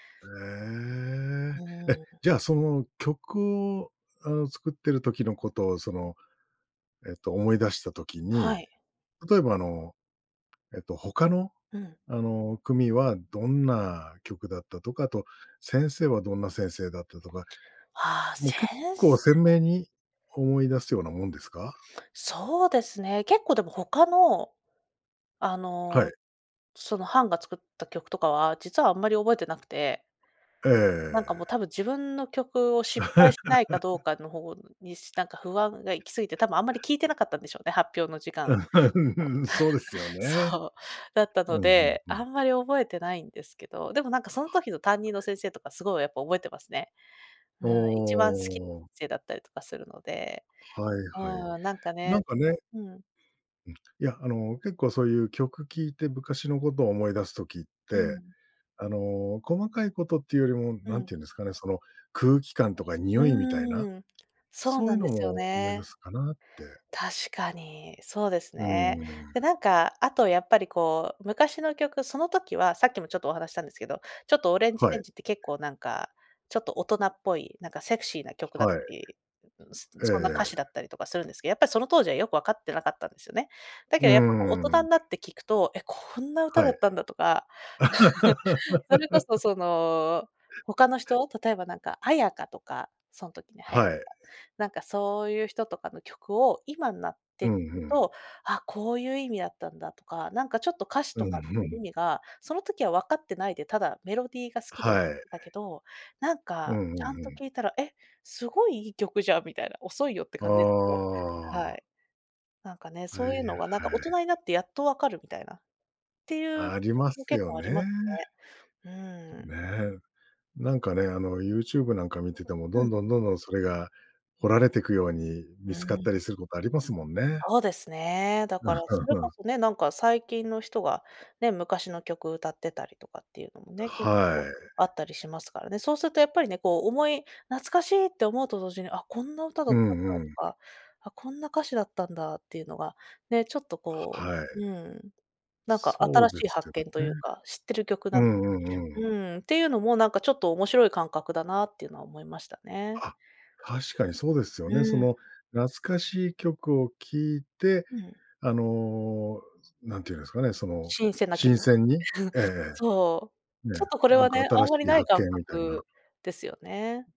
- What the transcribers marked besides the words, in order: other background noise; chuckle; chuckle; laughing while speaking: "うーん"; chuckle; unintelligible speech; laugh; chuckle; unintelligible speech; chuckle; chuckle
- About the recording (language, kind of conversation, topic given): Japanese, podcast, 懐かしい曲を聴くとどんな気持ちになりますか？